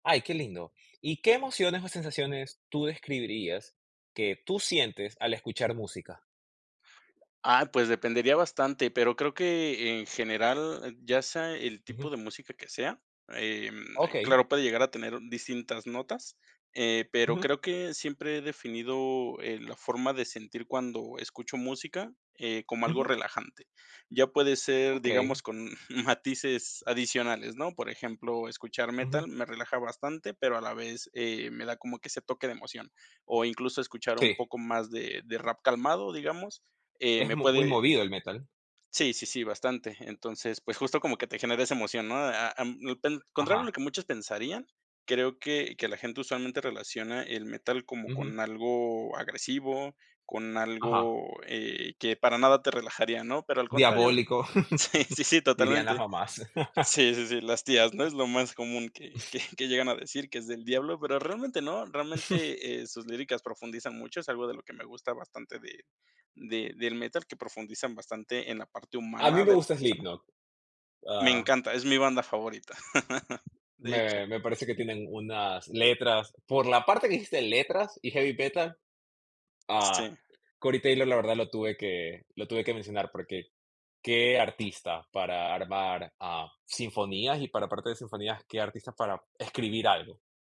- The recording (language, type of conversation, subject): Spanish, podcast, ¿Cómo describirías tu identidad musical?
- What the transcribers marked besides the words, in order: other background noise; laughing while speaking: "matices"; unintelligible speech; laughing while speaking: "Sí, sí, sí"; laugh; laugh; laughing while speaking: "que"; chuckle; chuckle; tapping; laugh